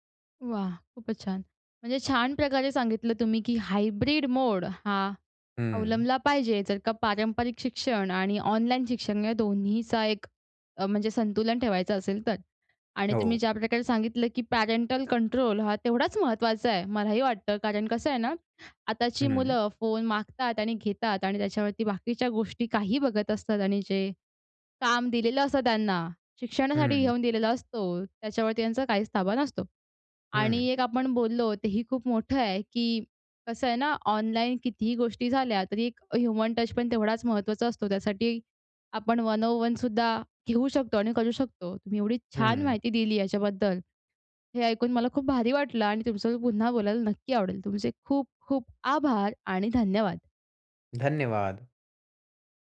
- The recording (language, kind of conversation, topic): Marathi, podcast, ऑनलाइन शिक्षणामुळे पारंपरिक शाळांना स्पर्धा कशी द्यावी लागेल?
- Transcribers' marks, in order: in English: "हायब्रिड मोड"; tapping; in English: "पॅरेंटल कंट्रोल"; in English: "ह्युमन टच"; in English: "वन ऑन वन"